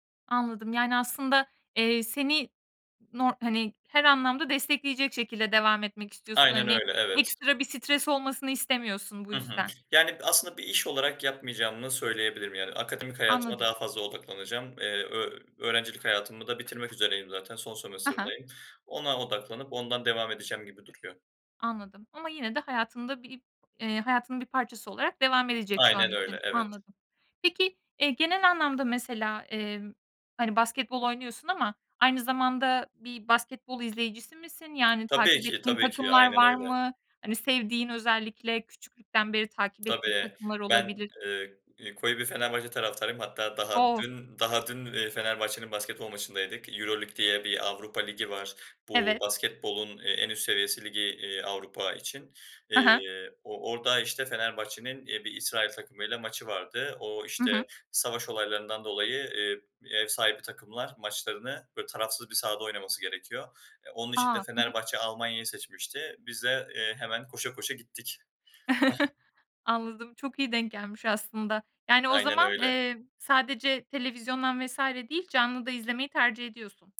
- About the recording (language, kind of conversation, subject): Turkish, podcast, Hobiniz sizi kişisel olarak nasıl değiştirdi?
- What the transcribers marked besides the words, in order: tapping; "sömestiririmdeyim" said as "sömestırımdayım"; chuckle; other noise